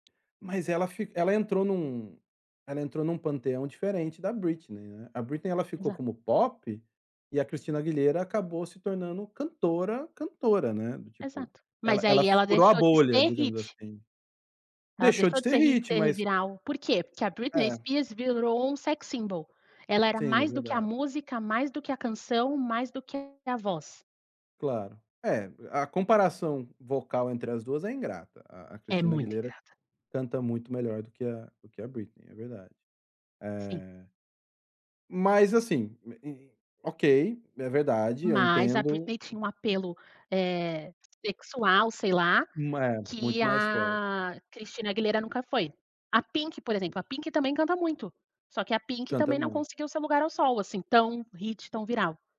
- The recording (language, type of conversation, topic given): Portuguese, podcast, O que faz uma música virar hit hoje, na sua visão?
- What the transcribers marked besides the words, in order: in English: "hit"; in English: "hit"; in English: "hit"; in English: "sexy simbol"; tapping; in English: "hit"